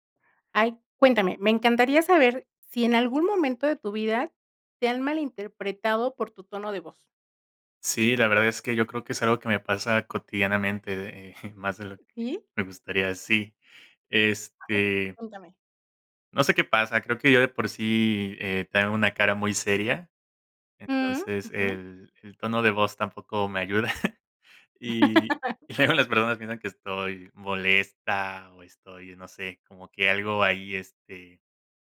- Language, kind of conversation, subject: Spanish, podcast, ¿Te ha pasado que te malinterpretan por tu tono de voz?
- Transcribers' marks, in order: chuckle; chuckle; laugh